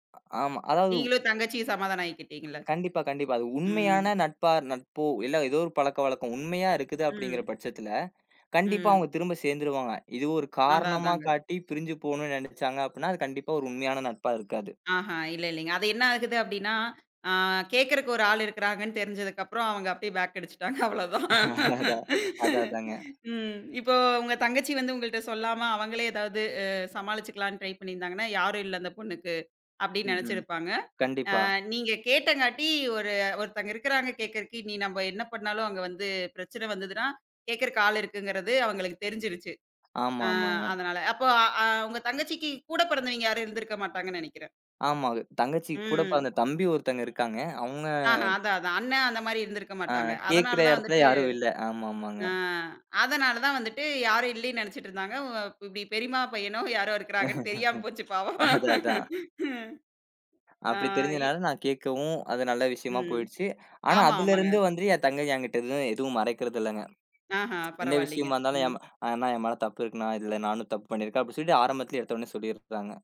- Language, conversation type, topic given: Tamil, podcast, உண்மையைச் சொல்லிக்கொண்டே நட்பை காப்பாற்றுவது சாத்தியமா?
- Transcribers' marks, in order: other noise; other background noise; drawn out: "அ"; in English: "பேக்"; laughing while speaking: "அதான். அதா அதாங்க"; laughing while speaking: "அடிச்சிட்டாங்க, அவ்ளோதான்"; tapping; in English: "ட்ரை"; "ஆமாங்க" said as "ஆமாகு"; laughing while speaking: "அதா அதான்"; laughing while speaking: "பெரியம்மா பையனோ யாரோ இருக்காங்கன்னு தெரியாம போச்சு பாவம்"